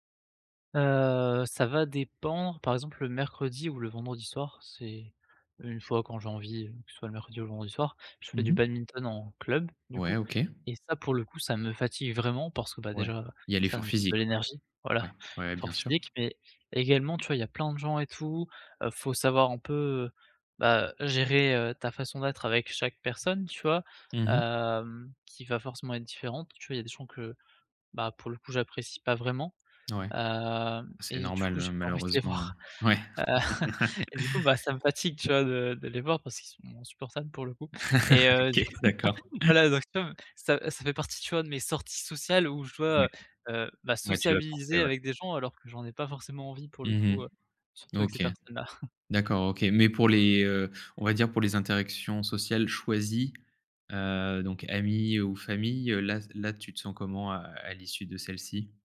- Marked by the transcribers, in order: tapping; laughing while speaking: "envie de les voir, heu"; chuckle; laugh; laugh; laughing while speaking: "du coup"; chuckle; other noise; chuckle; stressed: "choisies"
- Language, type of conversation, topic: French, advice, Comment concilier les sorties sociales et le besoin de repos pendant vos week-ends ?